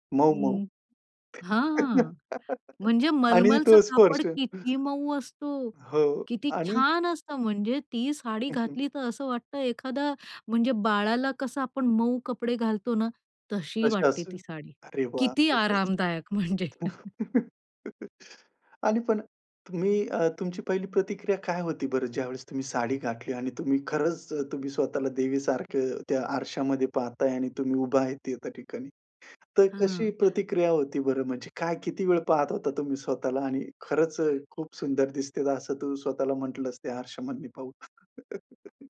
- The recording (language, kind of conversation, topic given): Marathi, podcast, तुमची स्वतःची ओळख ठळकपणे दाखवणारा असा तुमचा खास पेहराव आहे का?
- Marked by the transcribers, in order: other background noise; laugh; laughing while speaking: "आणि तो स्पर्श"; laugh; chuckle; tapping; laugh